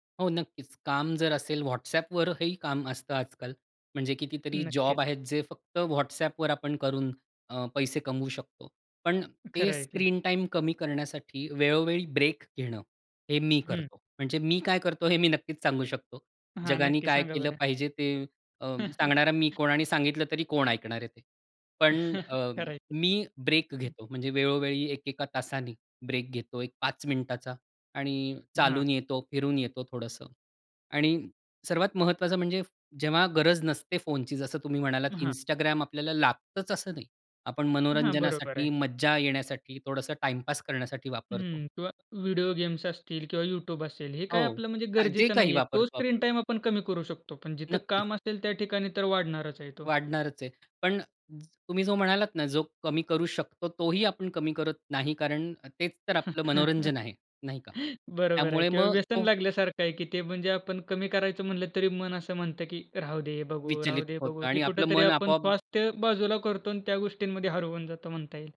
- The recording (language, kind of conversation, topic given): Marathi, podcast, स्क्रीन टाइम कमी करण्यासाठी कोणते सोपे उपाय करता येतील?
- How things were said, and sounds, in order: other background noise; in English: "स्क्रीन टाईम"; chuckle; chuckle; in English: "स्क्रीन टाईम"; chuckle; laughing while speaking: "बरोबर आहे"